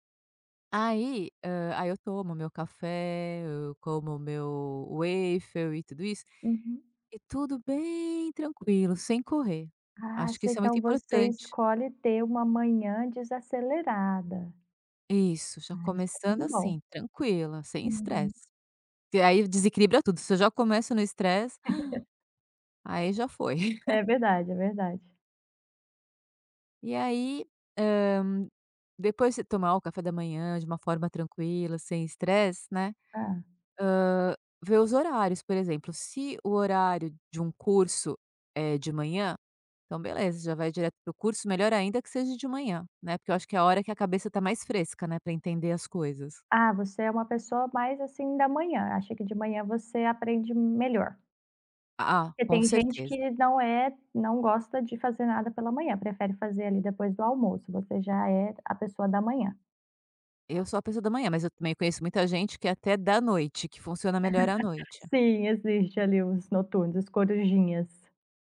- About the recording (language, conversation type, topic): Portuguese, podcast, Como você mantém equilíbrio entre aprender e descansar?
- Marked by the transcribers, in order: in English: "waffle"; chuckle; gasp; chuckle; tapping; laugh